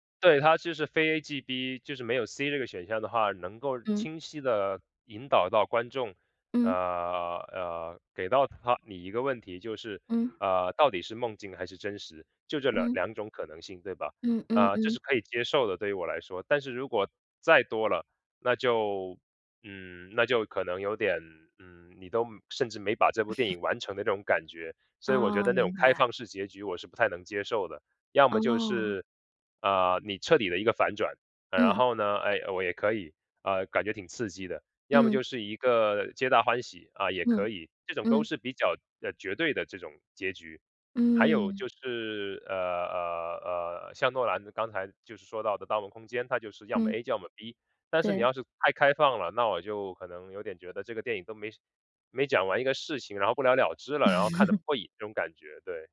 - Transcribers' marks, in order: chuckle; other background noise; chuckle
- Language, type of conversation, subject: Chinese, podcast, 电影的结局真的那么重要吗？